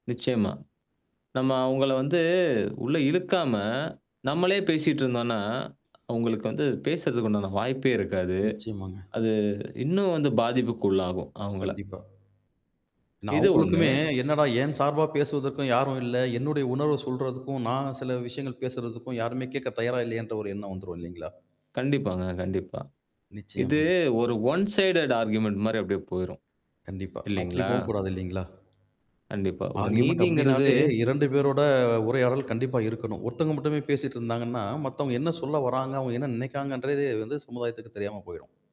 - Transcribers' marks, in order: drawn out: "வந்து"; other noise; static; in English: "ஒன் சைடட் ஆர்க்யூமென்ட்"; tapping; mechanical hum; in English: "ஆர்க்யூமெண்டட்"; drawn out: "நீதிங்கிறது"
- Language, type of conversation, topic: Tamil, podcast, மற்றவர்கள் உங்களை கவனிக்காமல் இருப்பதாக நீங்கள் உணரும்போது, நீங்கள் என்ன செய்வீர்கள்?